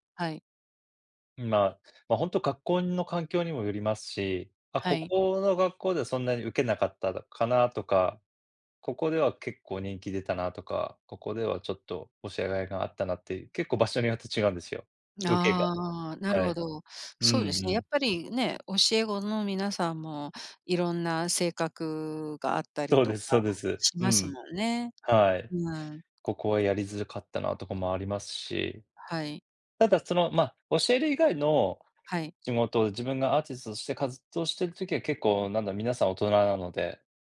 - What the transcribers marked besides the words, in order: none
- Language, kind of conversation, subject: Japanese, unstructured, 仕事中に経験した、嬉しいサプライズは何ですか？